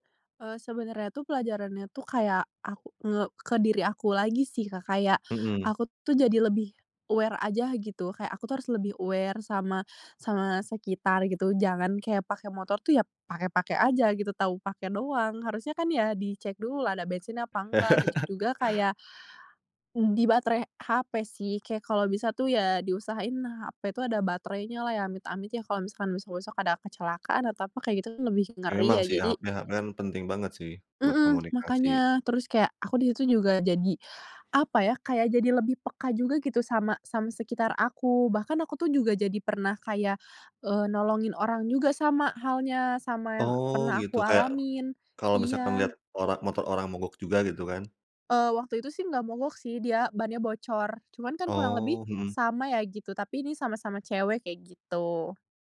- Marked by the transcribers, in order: tapping; in English: "aware"; in English: "aware"; other background noise; laugh
- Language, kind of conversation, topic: Indonesian, podcast, Keputusan spontan apa yang ternyata berdampak besar bagi hidupmu?